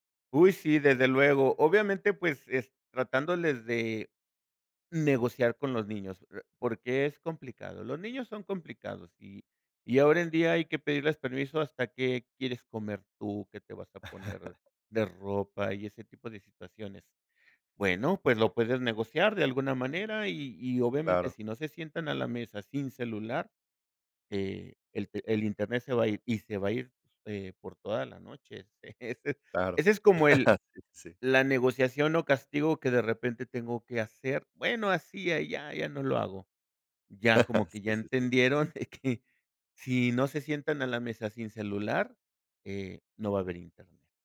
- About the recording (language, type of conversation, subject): Spanish, podcast, ¿Cómo regulas el uso del teléfono durante cenas o reuniones familiares?
- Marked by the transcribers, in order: laugh; chuckle; laugh; laugh; laughing while speaking: "que"